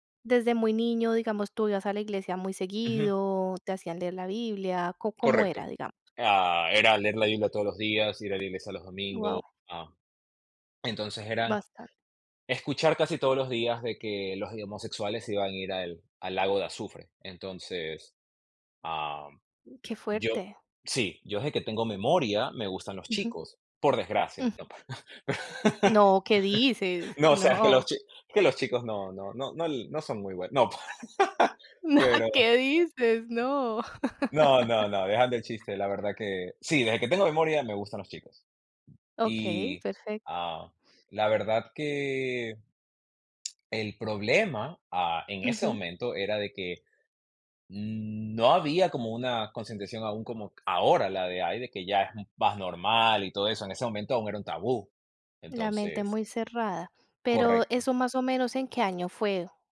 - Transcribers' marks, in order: tapping; laugh; laughing while speaking: "No, o sea, que los chi"; laughing while speaking: "no, pa"; laughing while speaking: "No"; laugh; other background noise
- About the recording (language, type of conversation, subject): Spanish, podcast, ¿Cómo manejaste las opiniones de tus amigos y tu familia cuando hiciste un cambio importante?